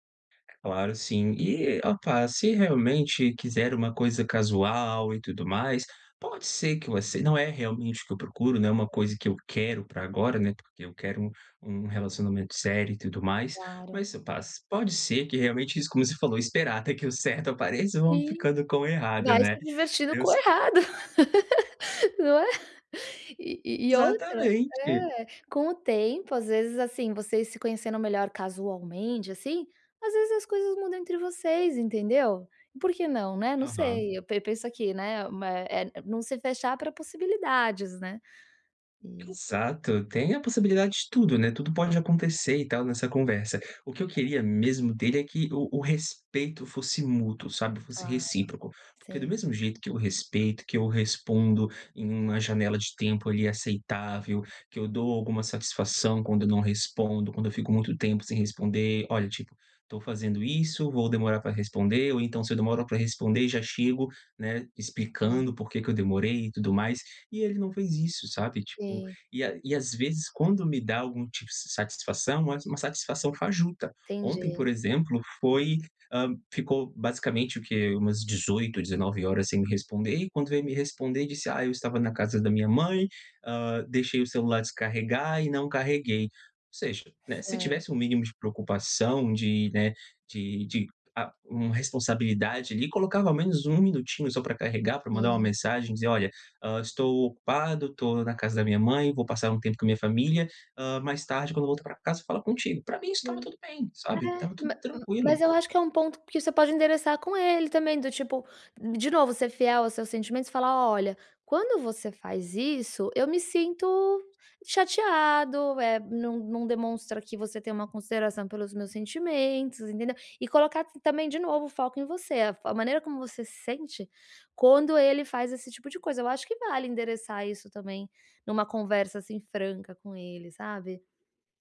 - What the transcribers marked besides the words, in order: unintelligible speech; laugh; other background noise; unintelligible speech
- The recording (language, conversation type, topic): Portuguese, advice, Como posso expressar as minhas emoções sem medo de ser julgado?
- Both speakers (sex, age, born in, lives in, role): female, 40-44, Brazil, United States, advisor; male, 30-34, Brazil, Portugal, user